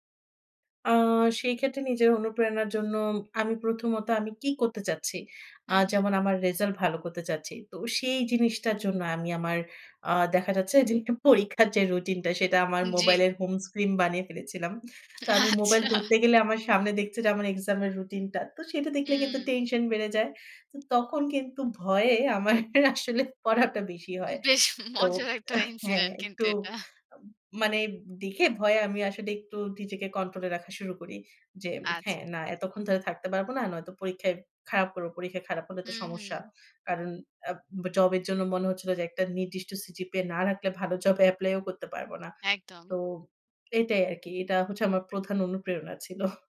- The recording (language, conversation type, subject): Bengali, podcast, তুমি কীভাবে ডিজিটাল বিরতি নাও?
- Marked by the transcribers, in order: scoff; laughing while speaking: "আচ্ছা"; laughing while speaking: "আমার আসলে পড়াটা"; laughing while speaking: "বেশ মজার একটা ইনসিডেন্ট কিন্তু এটা"; in English: "ইনসিডেন্ট"; "একটু" said as "একতু"; tapping; scoff